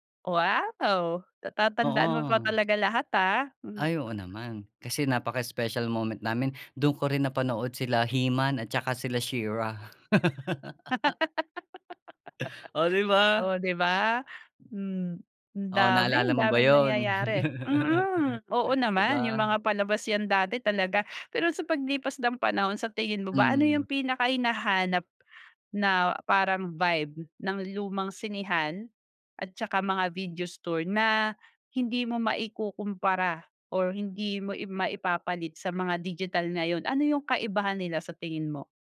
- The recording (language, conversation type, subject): Filipino, podcast, Ano ang naaalala mo sa lumang bahay-sinehan o tindahang nagpapaupa ng bidyo?
- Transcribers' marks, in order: other background noise; laugh; chuckle